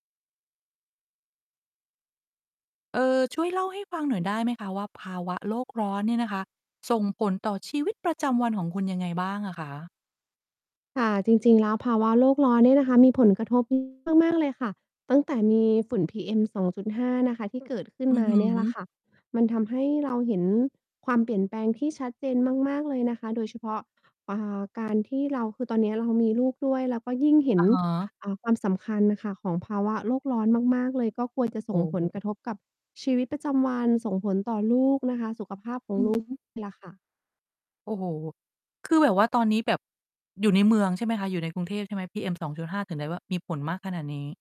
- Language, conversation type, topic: Thai, podcast, ภาวะโลกร้อนส่งผลต่อชีวิตประจำวันของคุณอย่างไรบ้าง?
- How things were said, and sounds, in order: unintelligible speech; distorted speech; mechanical hum